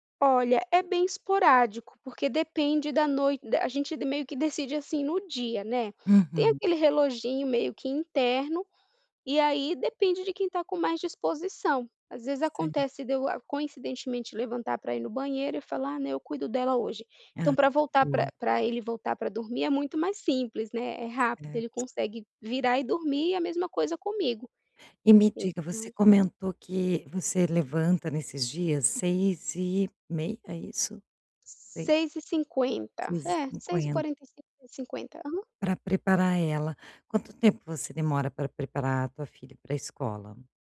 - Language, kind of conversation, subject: Portuguese, advice, Por que eu sempre adio começar a praticar atividade física?
- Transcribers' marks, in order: none